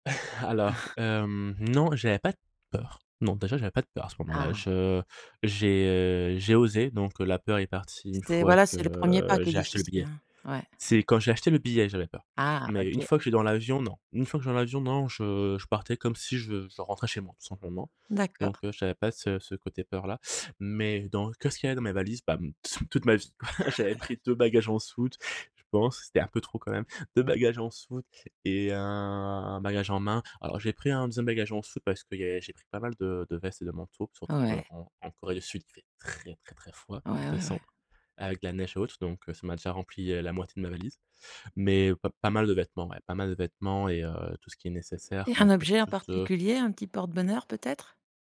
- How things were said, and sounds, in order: chuckle; chuckle; tapping; drawn out: "un"; stressed: "très"
- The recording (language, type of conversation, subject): French, podcast, Peux-tu raconter une fois où tu as osé malgré la peur ?
- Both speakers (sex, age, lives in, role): female, 50-54, France, host; male, 30-34, Spain, guest